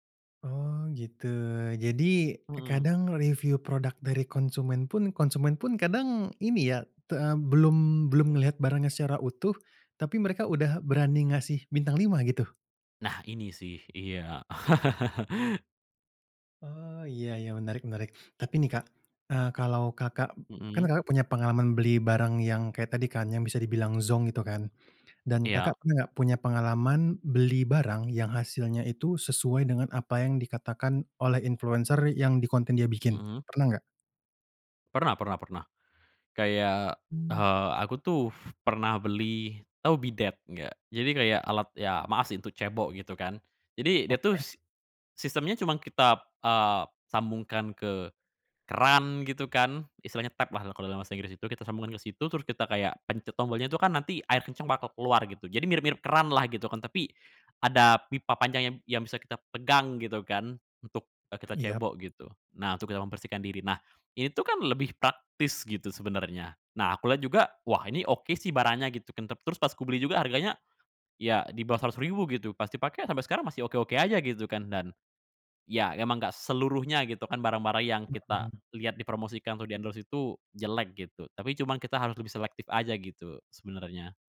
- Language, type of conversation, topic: Indonesian, podcast, Apa yang membuat konten influencer terasa asli atau palsu?
- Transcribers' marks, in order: laugh; in English: "tap"; tapping; in English: "di-endorse"